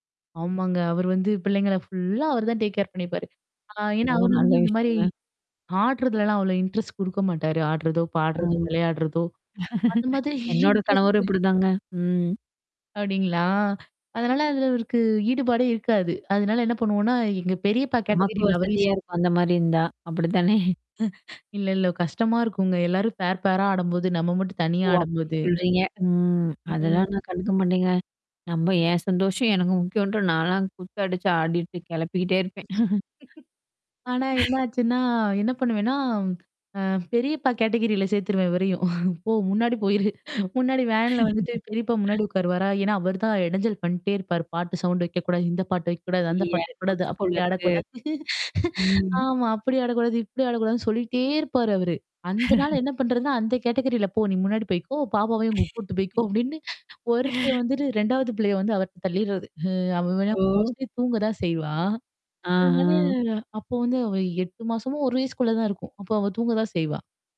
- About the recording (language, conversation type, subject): Tamil, podcast, ஒரு உள்ளூர் குடும்பத்துடன் சேர்ந்து விருந்துணர்ந்த அனுபவம் உங்களுக்கு எப்படி இருந்தது?
- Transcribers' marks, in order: static; in English: "ஃபுல்லா"; in English: "டேக்கேர்"; mechanical hum; distorted speech; other noise; in English: "இன்ட்ரெஸ்ட்"; chuckle; in English: "இன்ட்ரெஸ்ட்டு"; in English: "கேட்டகரில"; laughing while speaking: "அப்டித்தானே?"; chuckle; in English: "பேர், பேரா"; other background noise; laugh; chuckle; in English: "கேட்டகரில"; laughing while speaking: "போ! முன்னாடி போயிரு. முன்னாடி வேன்ல வந்துட்டு"; laugh; laugh; tapping; chuckle; in English: "கேட்டகரில"; chuckle; in English: "மோஸ்ட்லி"; drawn out: "அதனால"